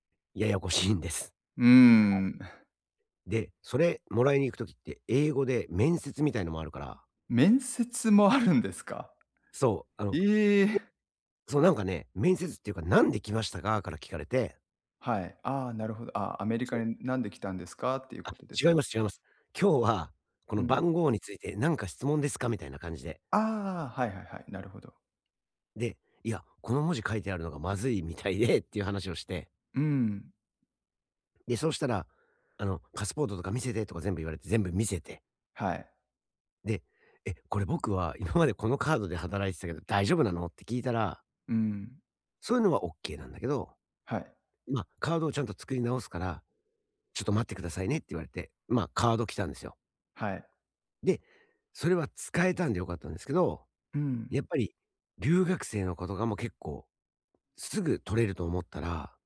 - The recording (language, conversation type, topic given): Japanese, advice, 税金と社会保障の申告手続きはどのように始めればよいですか？
- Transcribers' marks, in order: other noise; laughing while speaking: "みたいでって"